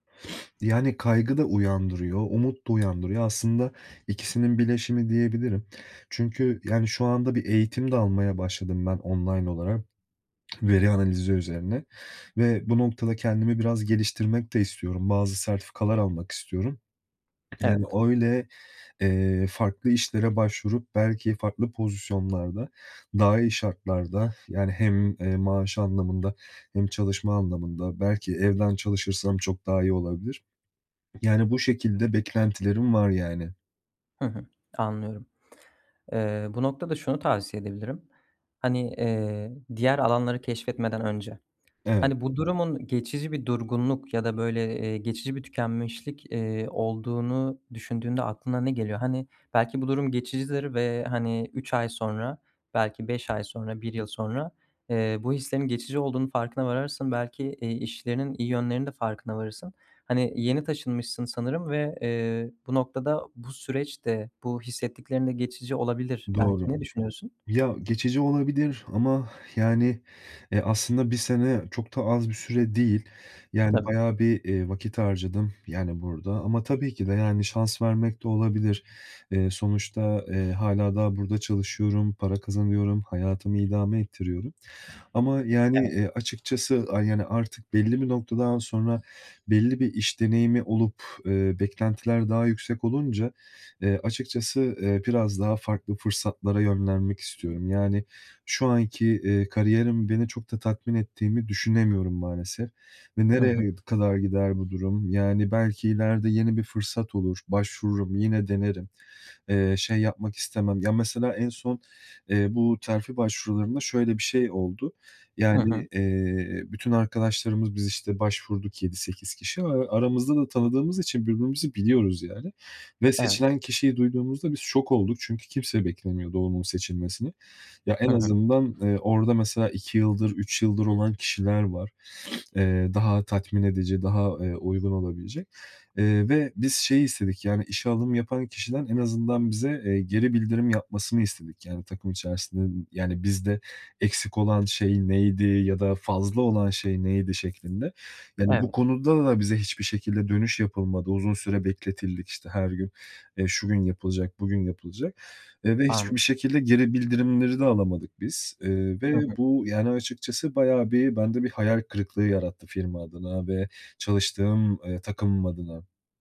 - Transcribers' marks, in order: sniff; other background noise; tongue click; tsk; "varırsın" said as "vararsın"; sniff; tapping
- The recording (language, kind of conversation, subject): Turkish, advice, Kariyerimde tatmin bulamıyorsam tutku ve amacımı nasıl keşfedebilirim?